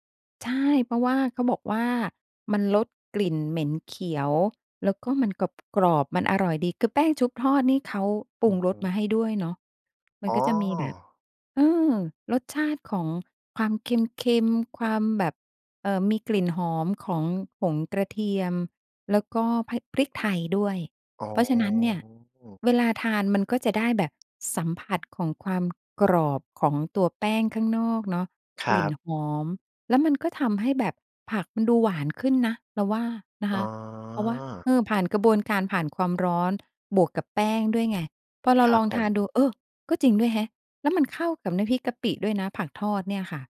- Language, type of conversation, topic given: Thai, podcast, คุณมีความทรงจำเกี่ยวกับมื้ออาหารของครอบครัวที่ประทับใจบ้างไหม?
- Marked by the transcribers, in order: drawn out: "อ๋อ"